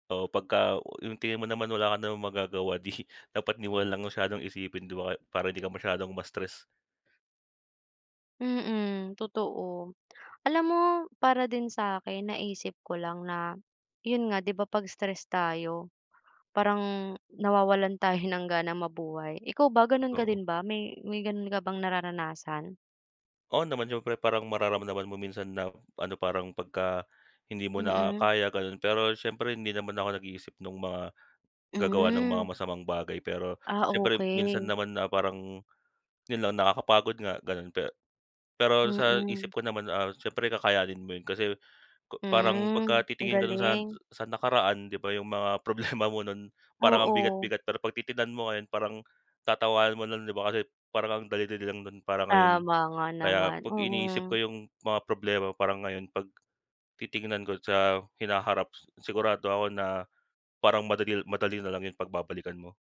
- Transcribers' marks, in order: laughing while speaking: "di"; laughing while speaking: "problema"; other background noise
- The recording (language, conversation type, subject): Filipino, unstructured, Paano mo inilalarawan ang pakiramdam ng stress sa araw-araw?